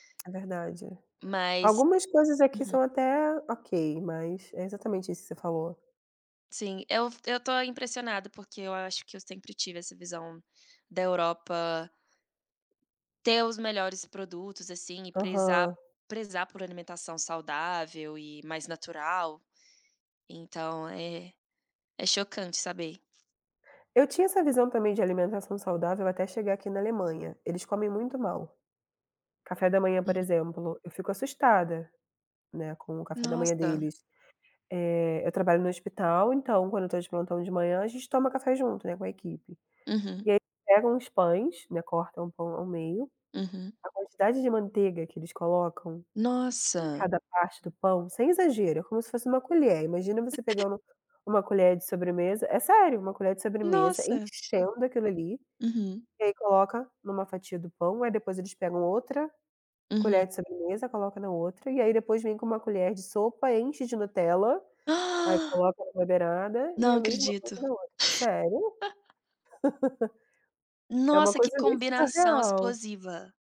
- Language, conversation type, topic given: Portuguese, unstructured, Qual é a sua receita favorita para um jantar rápido e saudável?
- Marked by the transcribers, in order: other background noise; tapping; gasp; laugh; laugh